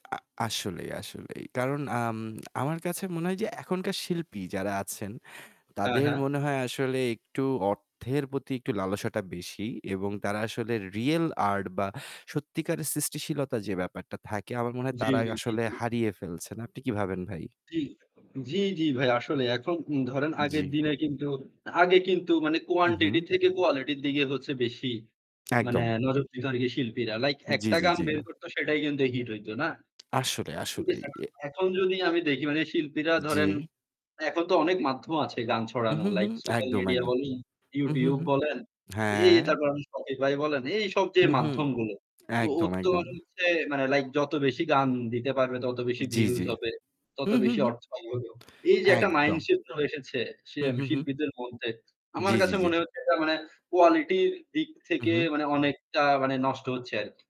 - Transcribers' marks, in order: static; unintelligible speech
- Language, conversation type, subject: Bengali, unstructured, গানশিল্পীরা কি এখন শুধু অর্থের পেছনে ছুটছেন?